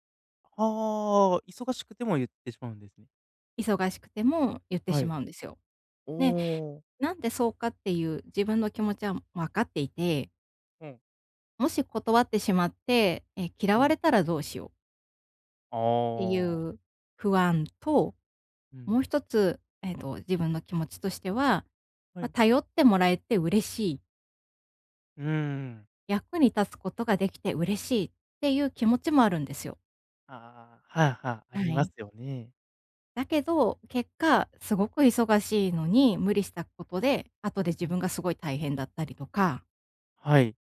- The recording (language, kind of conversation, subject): Japanese, advice, 人にNOと言えず負担を抱え込んでしまうのは、どんな場面で起きますか？
- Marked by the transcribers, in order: none